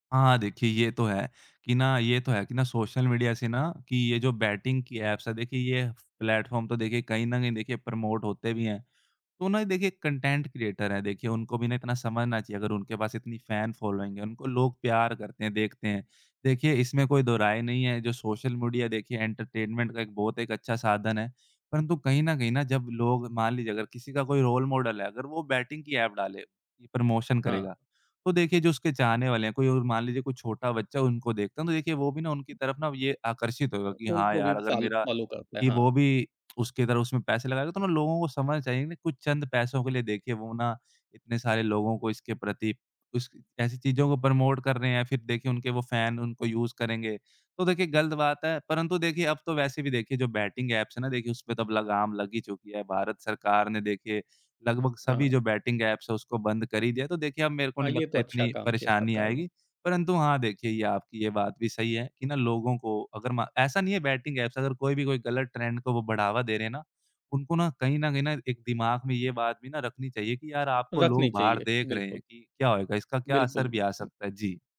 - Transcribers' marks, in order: in English: "बैटिंग"; in English: "ऐप्स"; in English: "प्रमोट"; in English: "कंटेंट क्रिएटर"; in English: "फैन फॉलोइंग"; in English: "एंटरटेनमेंट"; in English: "रोल मॉडल"; in English: "बैटिंग"; in English: "प्रमोशन"; tapping; other noise; in English: "फॉल फॉलो"; in English: "प्रमोट"; in English: "फैन"; in English: "यूज़"; in English: "बैटिंग ऐप्स"; in English: "बैटिंग ऐप्स"; in English: "बैटिंग ऐप्स"; in English: "ट्रेंड"
- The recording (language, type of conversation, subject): Hindi, podcast, सोशल मीडिया के रुझान मनोरंजन को कैसे बदल रहे हैं, इस बारे में आपका क्या विचार है?